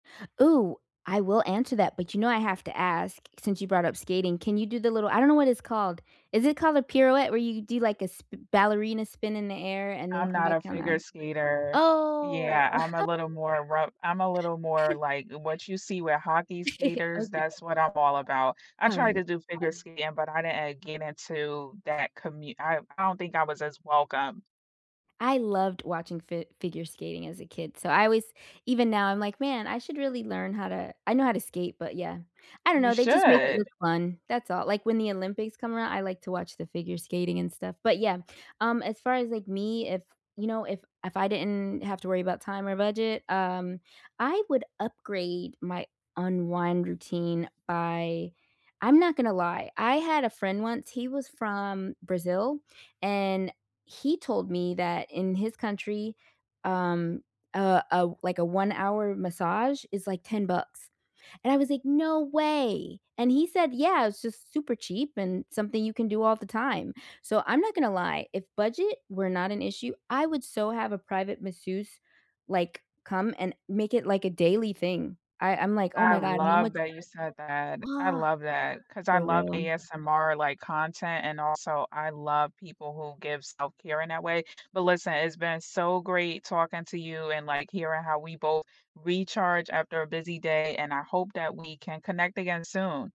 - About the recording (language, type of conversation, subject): English, unstructured, How do you recharge after a busy day, and what rituals help you feel truly restored?
- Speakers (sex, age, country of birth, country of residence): female, 35-39, United States, United States; female, 40-44, United States, United States
- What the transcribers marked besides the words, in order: other background noise; drawn out: "Oh"; chuckle; other noise; laugh; chuckle